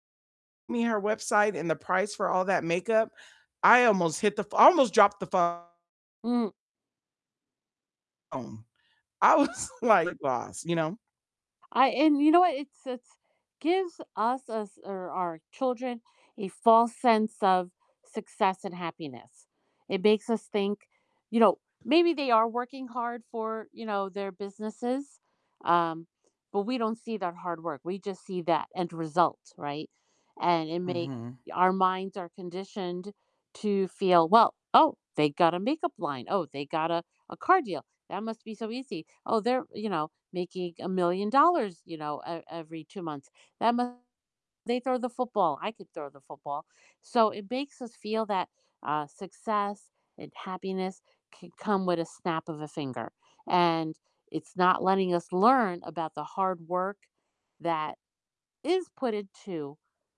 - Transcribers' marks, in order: distorted speech; laughing while speaking: "I was, like"; tapping; background speech; static
- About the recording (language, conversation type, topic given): English, unstructured, What makes celebrity culture so frustrating for many?
- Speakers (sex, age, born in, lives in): female, 50-54, United States, United States; female, 50-54, United States, United States